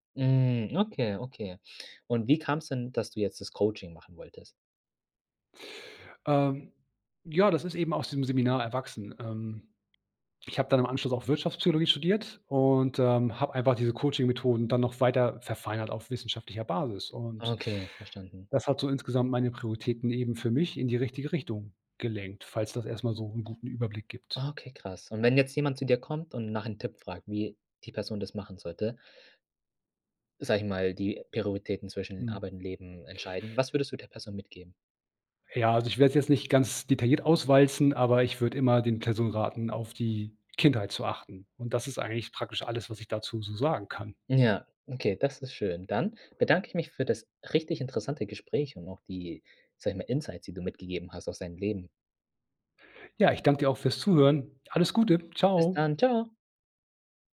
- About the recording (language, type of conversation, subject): German, podcast, Welche Erfahrung hat deine Prioritäten zwischen Arbeit und Leben verändert?
- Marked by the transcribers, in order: "Prioritäten" said as "Peroitäten"; in English: "Insights"